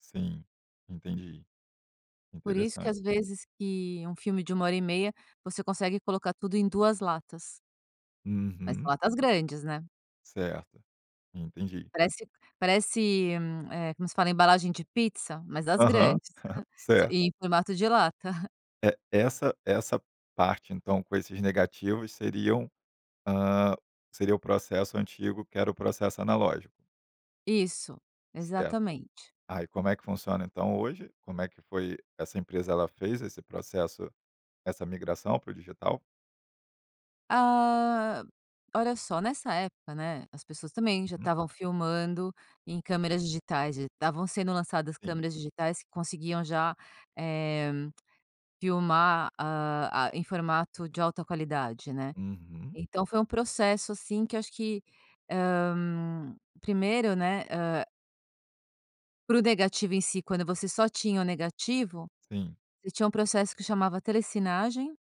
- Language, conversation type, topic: Portuguese, podcast, Qual estratégia simples você recomenda para relaxar em cinco minutos?
- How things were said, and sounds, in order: chuckle; chuckle; drawn out: "Ah"; tongue click